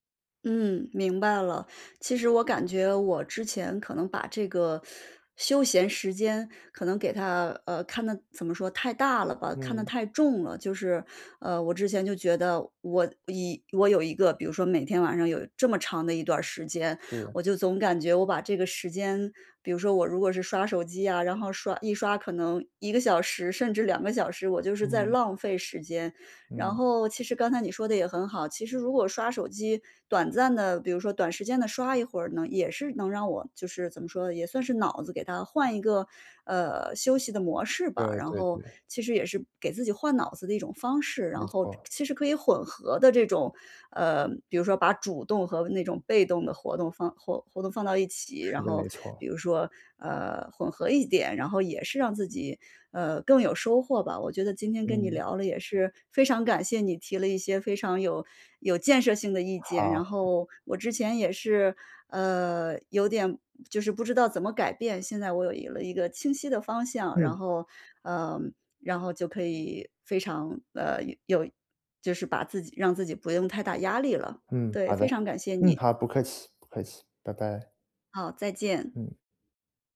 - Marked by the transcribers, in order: none
- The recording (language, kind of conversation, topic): Chinese, advice, 如何让我的休闲时间更充实、更有意义？